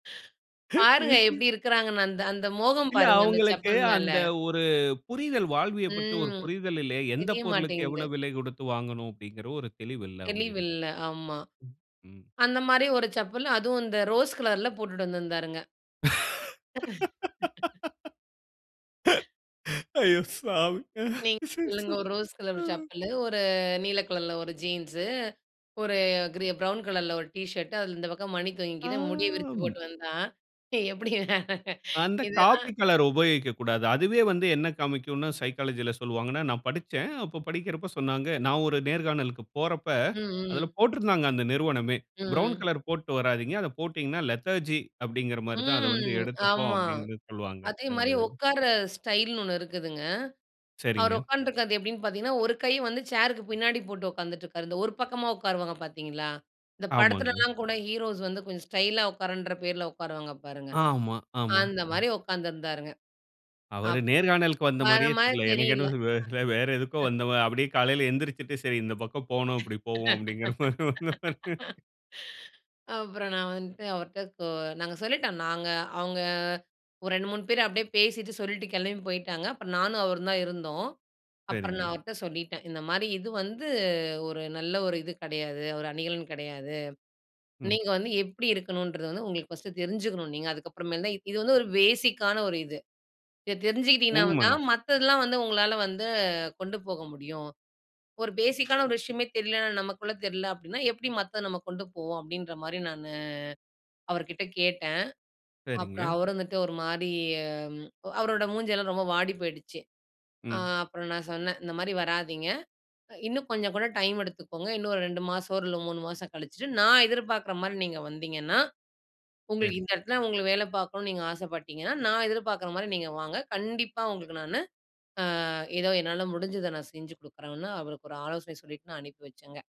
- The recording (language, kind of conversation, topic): Tamil, podcast, ஒரு முக்கியமான நேர்காணலுக்கு எந்த உடையை அணிவது என்று நீங்கள் என்ன ஆலோசனை கூறுவீர்கள்?
- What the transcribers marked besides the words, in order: laugh; other background noise; laugh; laughing while speaking: "அய்யோ சாமி!"; laugh; drawn out: "ஆ"; laughing while speaking: "எப்படி இதெல்லாம்"; in English: "சைக்காலஜில"; in English: "லெதர்ஜி"; drawn out: "ம்"; chuckle; laugh; laugh; in English: "ஃபர்ஸ்ட்டு"; in English: "பேஸிக்கான"; in English: "பேஸிக்கான"